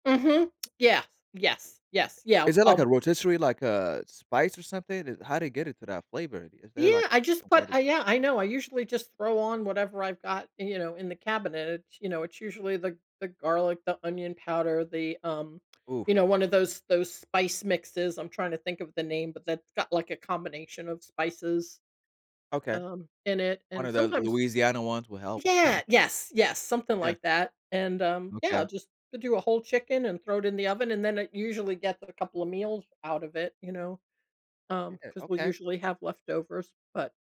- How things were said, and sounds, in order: lip smack; other background noise; chuckle
- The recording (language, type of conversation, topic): English, unstructured, What factors influence your decision to spend your weekend at home or out?
- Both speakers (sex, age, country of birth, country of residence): female, 60-64, United States, United States; male, 35-39, Saudi Arabia, United States